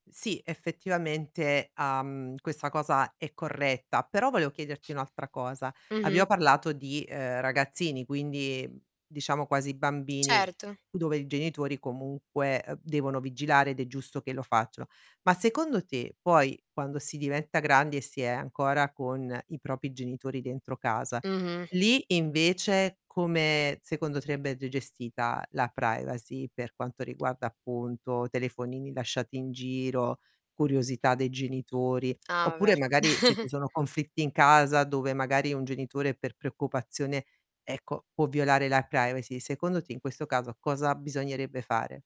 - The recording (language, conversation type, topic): Italian, podcast, Come stanno cambiando le regole sull’uso del telefono e il rispetto della privacy in casa?
- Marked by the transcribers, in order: static; other background noise; tapping; "propri" said as "propi"; "andrebbe" said as "trembede"; chuckle